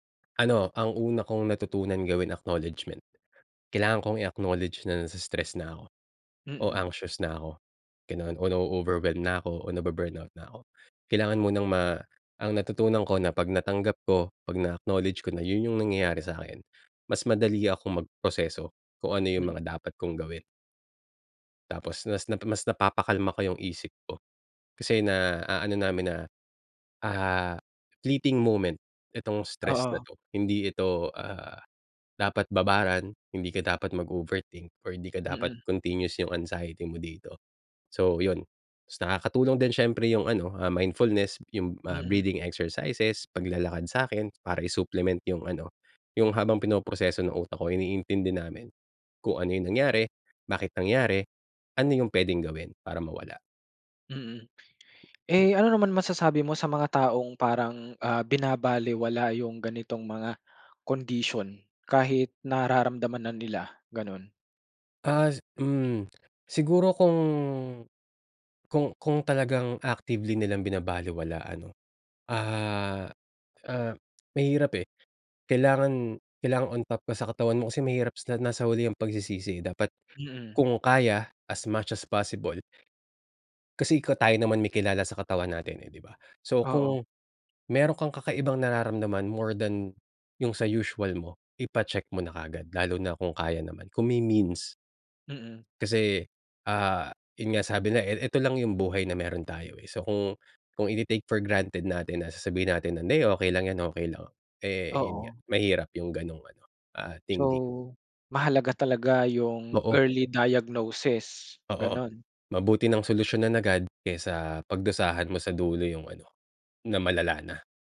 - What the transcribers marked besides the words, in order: in English: "i-acknowledge"; in English: "na-overwhelm"; in English: "nabu-burnout"; in English: "na-acknowledge"; in English: "fleeting moment"; in English: "mag-overthink or"; in English: "mindfulness"; in English: "breathing exercises"; in English: "i-supplement"; in English: "condition"; in English: "actively"; in English: "as much as possible"; in English: "means"; in English: "ite-take for granted"; in English: "diagnosis"
- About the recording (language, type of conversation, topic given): Filipino, podcast, Anong simpleng gawi ang talagang nagbago ng buhay mo?